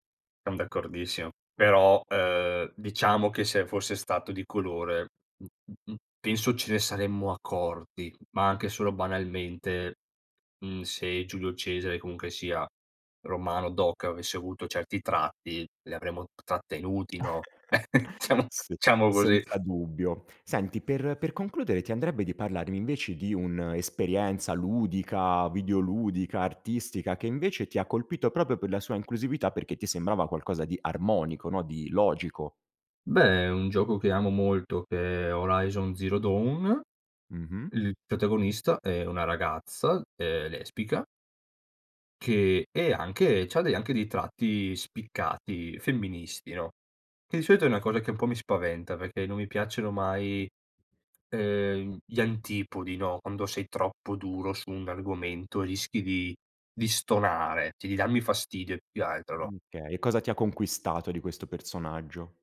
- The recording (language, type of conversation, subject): Italian, podcast, Qual è, secondo te, l’importanza della diversità nelle storie?
- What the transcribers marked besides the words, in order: chuckle; "Diciamo-" said as "ciamo"; "diciamo" said as "ciamo"; "proprio" said as "propio"; other background noise; "okay" said as "kay"